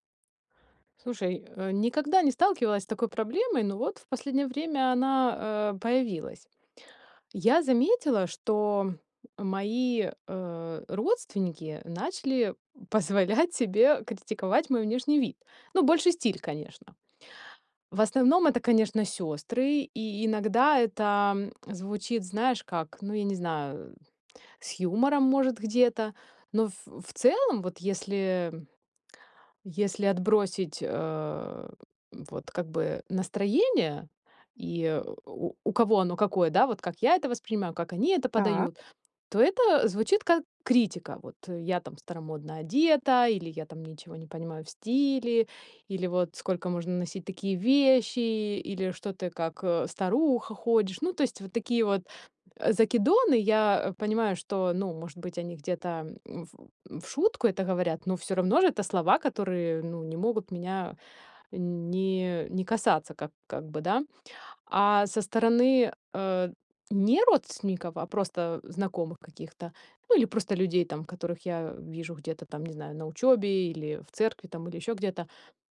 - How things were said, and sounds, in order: none
- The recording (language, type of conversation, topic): Russian, advice, Как реагировать на критику вашей внешности или стиля со стороны родственников и знакомых?